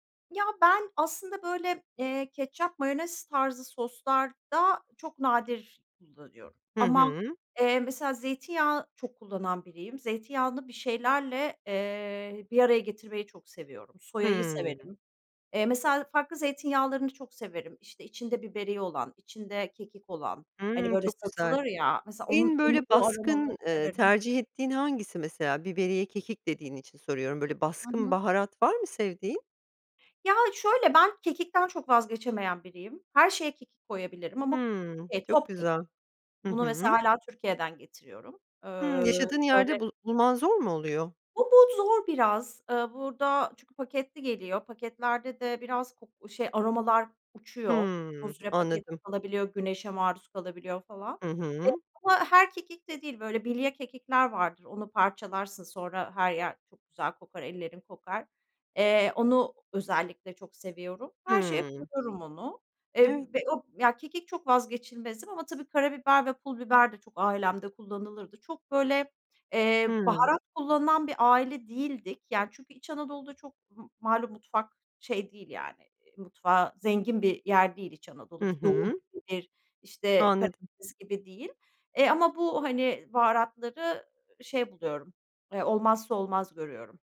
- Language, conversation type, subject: Turkish, podcast, Hızlı bir akşam yemeği hazırlarken genelde neler yaparsın?
- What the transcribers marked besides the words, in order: other background noise; background speech